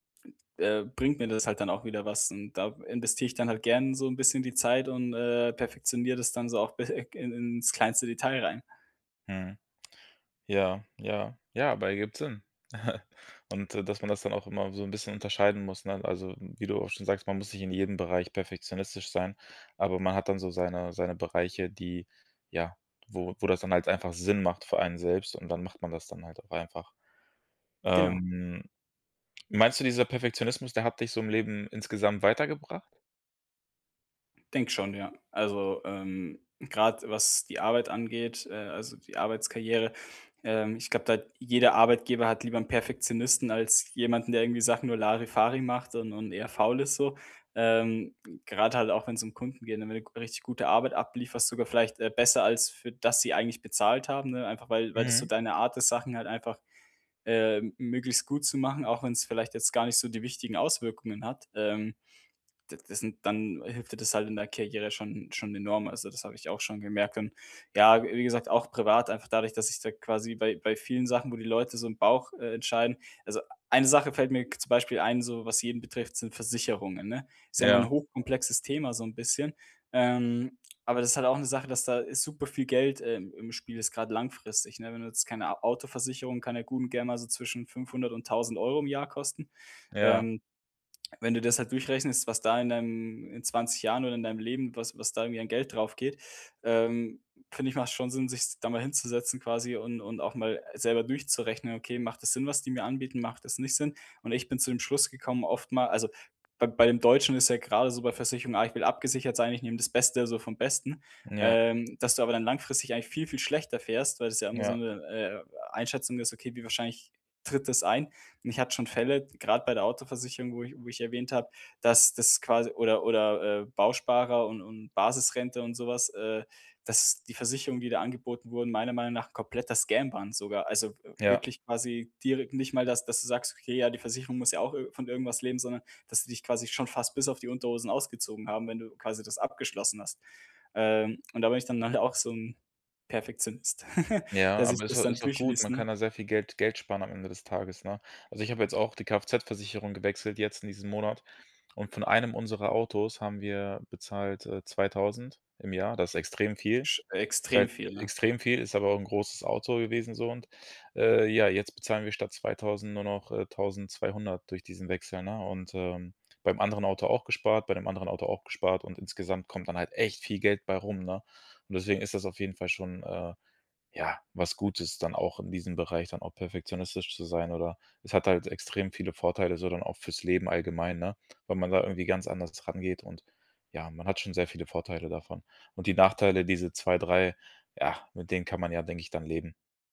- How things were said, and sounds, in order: chuckle; laugh; stressed: "echt"
- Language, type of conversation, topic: German, podcast, Welche Rolle spielt Perfektionismus bei deinen Entscheidungen?